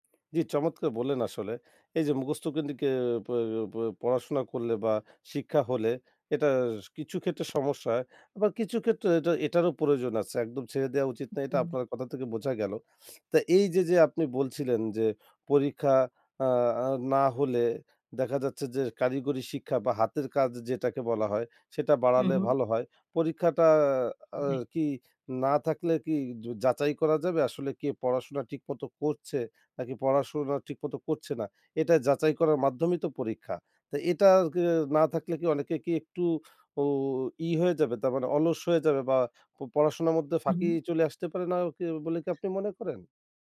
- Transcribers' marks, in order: tapping
- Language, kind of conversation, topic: Bengali, podcast, পরীক্ষাকেন্দ্রিক শিক্ষা বদলালে কী পরিবর্তন আসবে বলে আপনি মনে করেন?